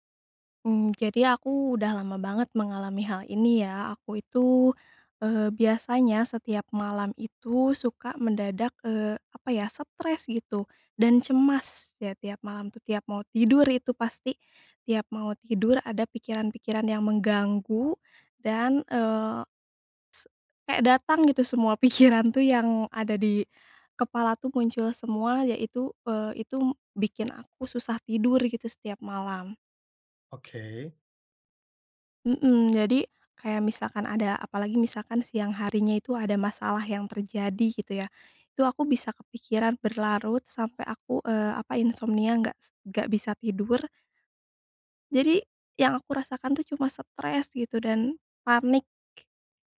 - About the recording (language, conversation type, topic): Indonesian, advice, Bagaimana cara mengatasi sulit tidur karena pikiran stres dan cemas setiap malam?
- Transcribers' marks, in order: laughing while speaking: "pikiran"; bird; other background noise